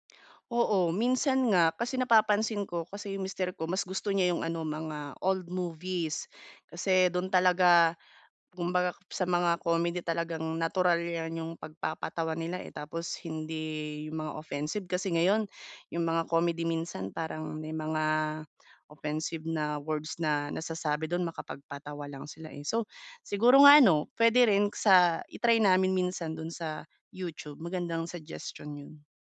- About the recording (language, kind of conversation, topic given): Filipino, advice, Paano ako pipili ng palabas kapag napakarami ng pagpipilian?
- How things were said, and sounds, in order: none